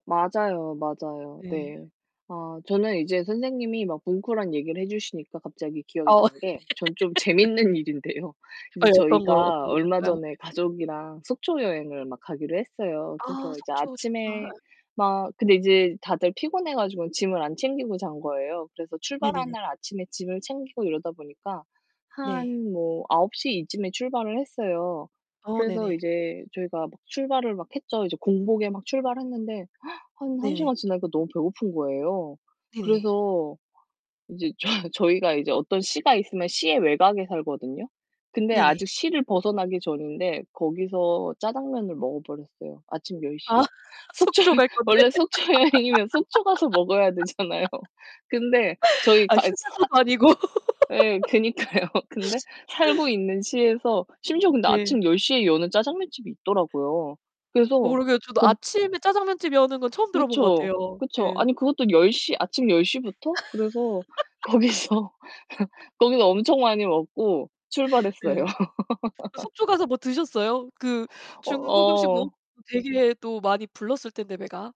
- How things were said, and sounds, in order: laugh; laughing while speaking: "재밌는 일인데요"; other background noise; distorted speech; gasp; laughing while speaking: "저희"; laughing while speaking: "아 속초 갈 건데"; laughing while speaking: "속초에"; laugh; laughing while speaking: "속초"; laughing while speaking: "되잖아요"; laugh; laughing while speaking: "그니까요"; tapping; laugh; laughing while speaking: "거기서"; laugh; laugh
- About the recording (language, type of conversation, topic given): Korean, unstructured, 음식을 먹으면서 가장 기억에 남는 경험은 무엇인가요?
- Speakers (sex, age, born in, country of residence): female, 35-39, South Korea, South Korea; female, 40-44, South Korea, United States